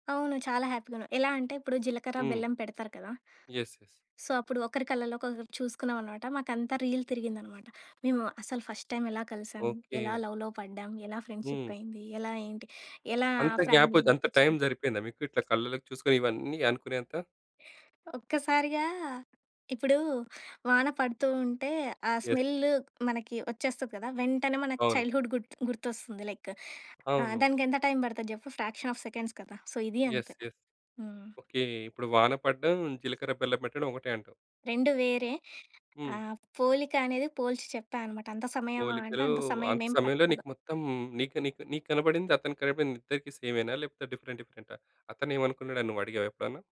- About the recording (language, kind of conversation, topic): Telugu, podcast, ఎప్పటికీ మరిచిపోలేని రోజు మీ జీవితంలో ఏది?
- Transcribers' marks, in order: in English: "హ్యాపీగా"; in English: "యెస్. యెస్"; in English: "సో"; in English: "రీల్"; in English: "ఫస్ట్ టైమ్"; in English: "లవ్‌లో"; in English: "ఫ్రెండ్‌షిప్"; in English: "గ్యాప్"; other noise; in English: "యెస్"; in English: "చైల్డ్‌హుడ్"; in English: "లైక్"; in English: "ఫ్రాక్షన్ ఆఫ్ సెకండ్స్"; in English: "సో"; in English: "యెస్. యెస్"; in English: "సేమ్"; in English: "డిఫరెంట్ డిఫరెంట్"